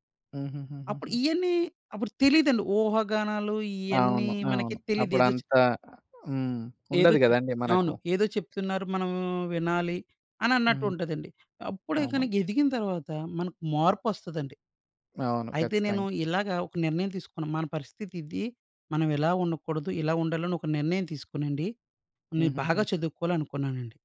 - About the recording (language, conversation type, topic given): Telugu, podcast, ఒక చిన్న చర్య వల్ల మీ జీవితంలో పెద్ద మార్పు తీసుకొచ్చిన సంఘటన ఏదైనా ఉందా?
- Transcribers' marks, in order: tapping